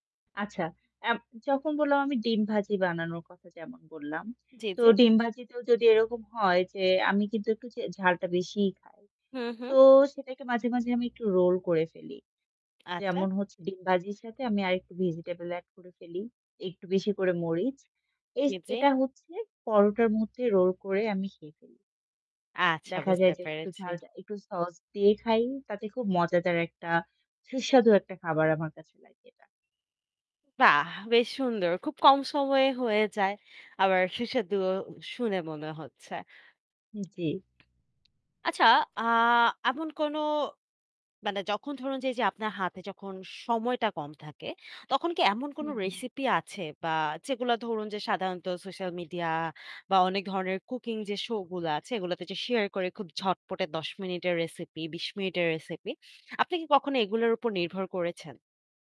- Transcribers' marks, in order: static; distorted speech; in English: "show"
- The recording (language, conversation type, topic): Bengali, podcast, বাড়িতে কম সময়ে দ্রুত ও সুস্বাদু খাবার কীভাবে বানান?